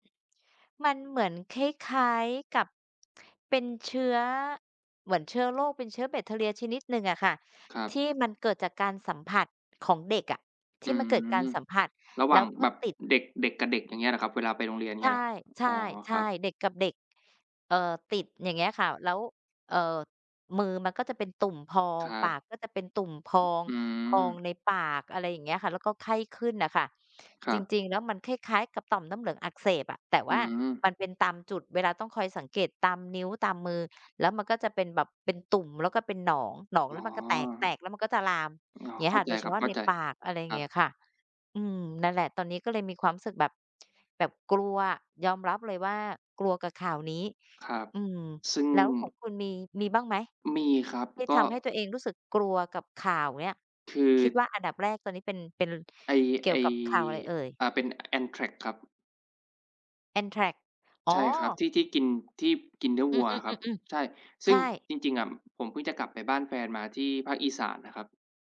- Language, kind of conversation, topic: Thai, unstructured, คุณคิดว่าเราควรทำอย่างไรเมื่อได้ยินข่าวที่ทำให้กลัว?
- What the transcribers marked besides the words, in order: other background noise